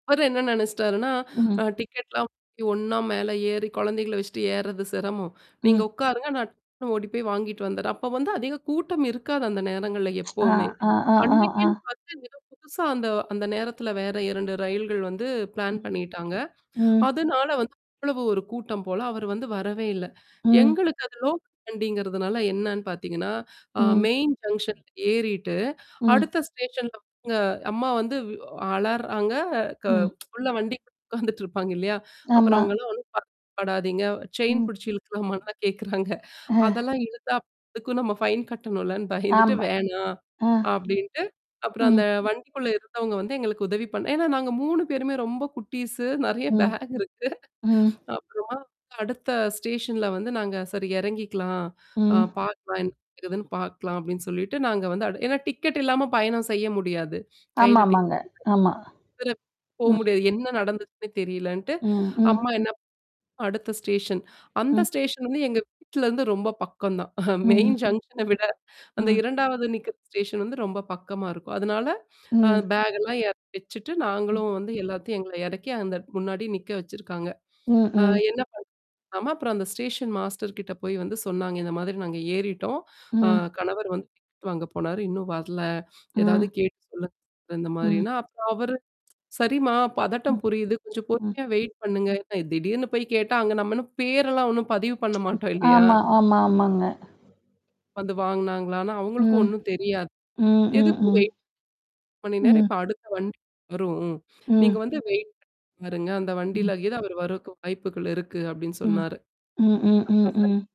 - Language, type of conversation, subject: Tamil, podcast, பேருந்து அல்லது ரயில் ரத்து செய்யப்பட்டபோது, நீங்கள் உங்கள் பயண ஏற்பாடுகளை எப்படி மாற்றினீர்கள்?
- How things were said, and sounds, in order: static; other background noise; distorted speech; tsk; other noise; in English: "பிளான்"; in English: "மெயின் ஜங்சன்ல"; in English: "ஸ்டேசன்ல"; tsk; in English: "ஃபைன்"; mechanical hum; laughing while speaking: "நிறைய பேக் இருக்கு"; chuckle; in English: "மெயின் ஜங்சன"; in English: "ஸ்டேசன் மாஸ்டர்"; tsk; tapping